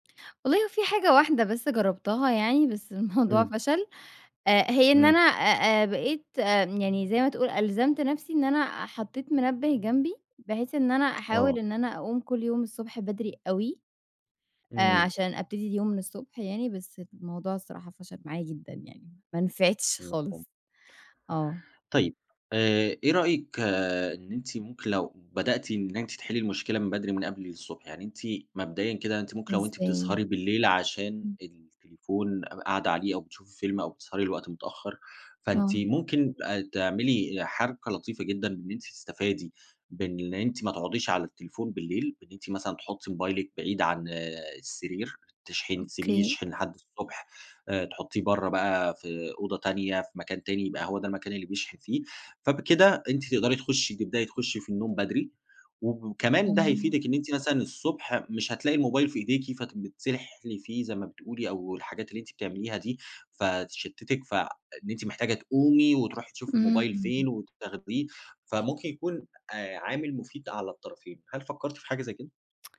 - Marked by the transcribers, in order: none
- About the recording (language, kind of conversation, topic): Arabic, advice, إزاي أقدر أبني روتين صباحي ثابت ومايتعطلش بسرعة؟